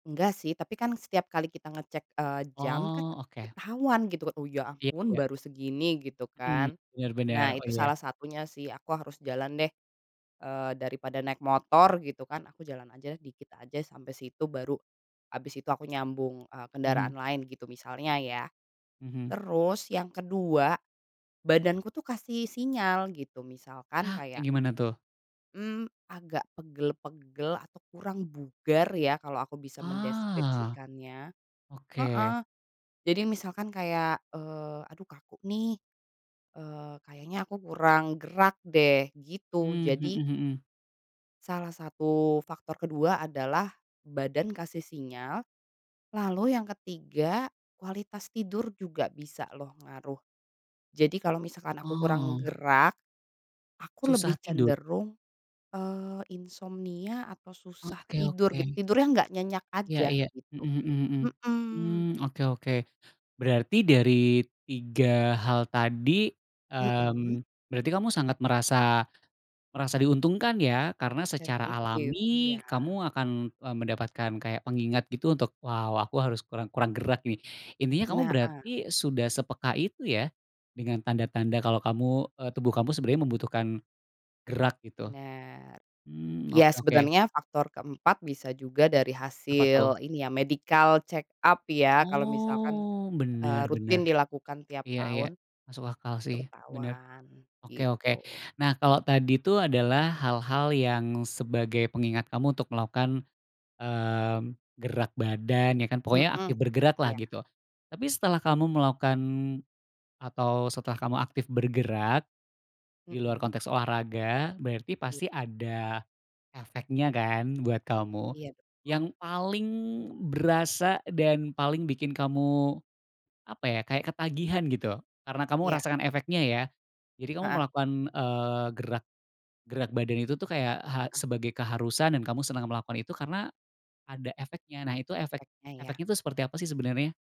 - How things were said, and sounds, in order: in English: "medical check-up"; other background noise
- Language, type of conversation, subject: Indonesian, podcast, Bagaimana kamu tetap aktif tanpa olahraga berat?